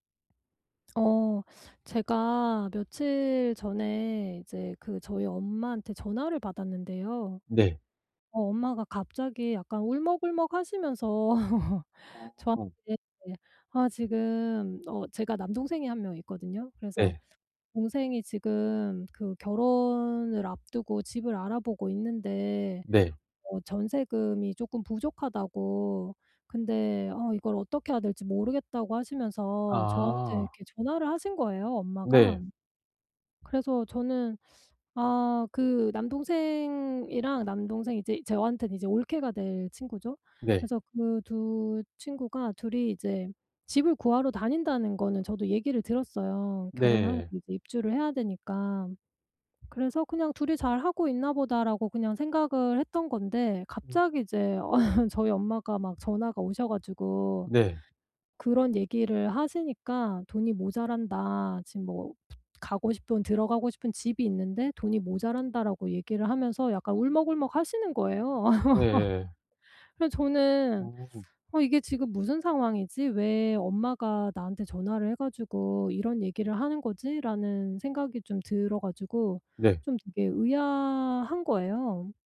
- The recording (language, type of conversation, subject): Korean, advice, 친구나 가족이 갑자기 돈을 빌려달라고 할 때 어떻게 정중하면서도 단호하게 거절할 수 있나요?
- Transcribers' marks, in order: laugh; other background noise; laugh; laugh